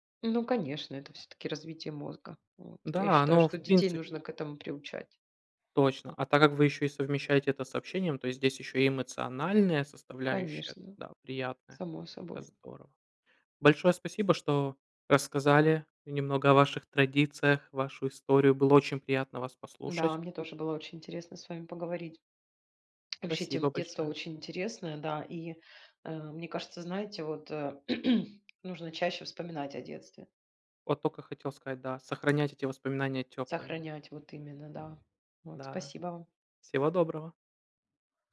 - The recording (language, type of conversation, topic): Russian, unstructured, Какая традиция из твоего детства тебе запомнилась больше всего?
- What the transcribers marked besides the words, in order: tapping; swallow; throat clearing